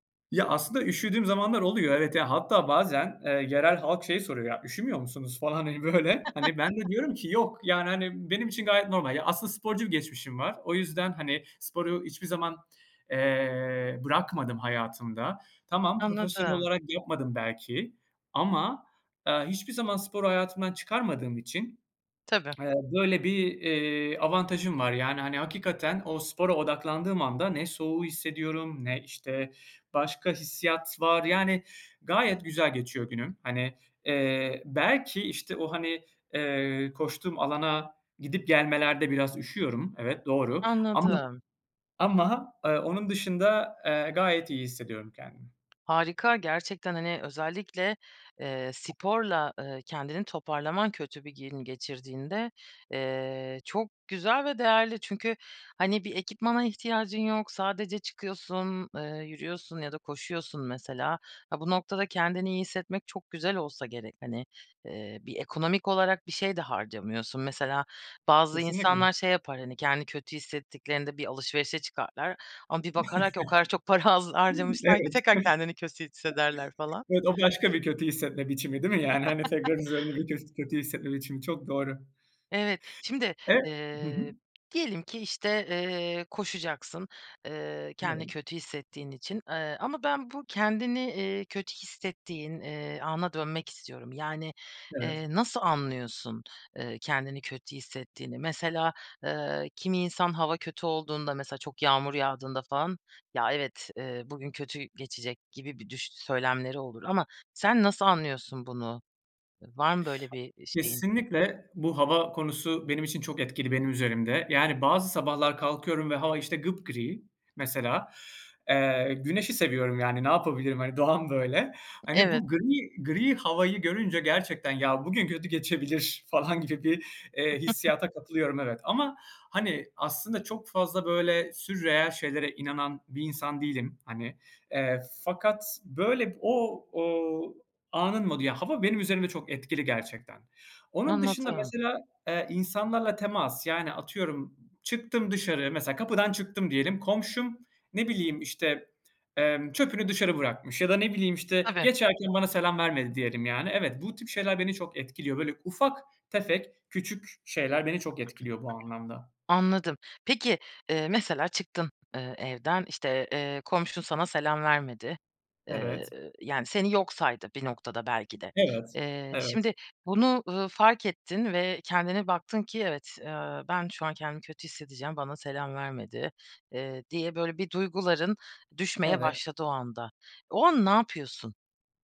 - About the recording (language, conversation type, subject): Turkish, podcast, Kötü bir gün geçirdiğinde kendini toparlama taktiklerin neler?
- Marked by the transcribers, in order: chuckle; laughing while speaking: "hani, böyle"; lip smack; tapping; chuckle; other background noise; chuckle; unintelligible speech; throat clearing